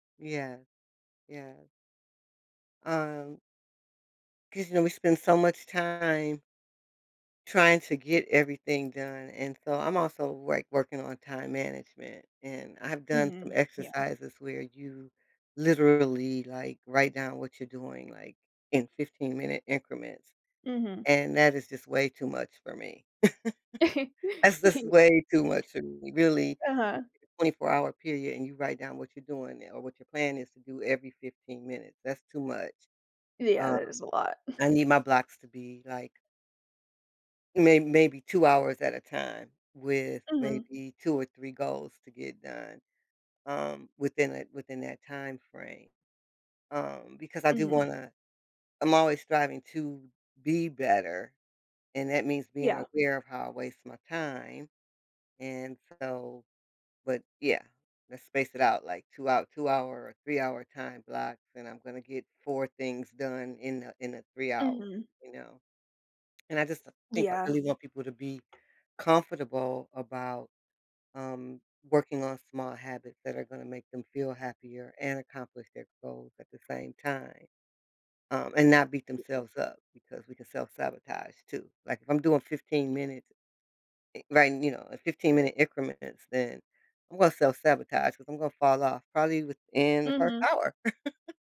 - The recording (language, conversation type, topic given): English, unstructured, What small habit makes you happier each day?
- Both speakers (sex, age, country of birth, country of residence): female, 20-24, United States, United States; female, 60-64, United States, United States
- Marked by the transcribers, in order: tapping; chuckle; laughing while speaking: "Yeah"; chuckle; unintelligible speech; chuckle